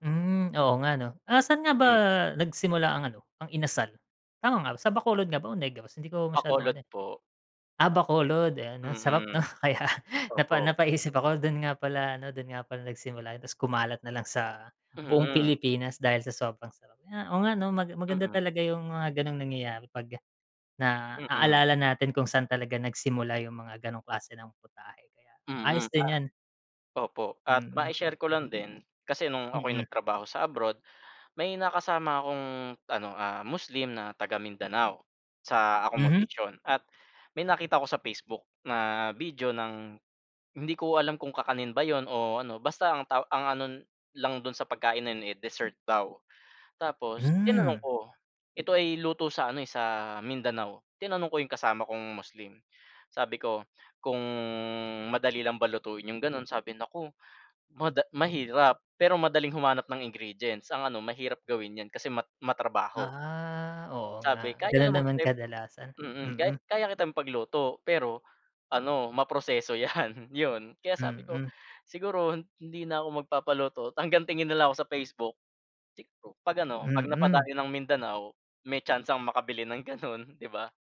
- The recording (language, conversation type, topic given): Filipino, unstructured, Ano ang papel ng pagkain sa ating kultura at pagkakakilanlan?
- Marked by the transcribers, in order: chuckle; tapping; chuckle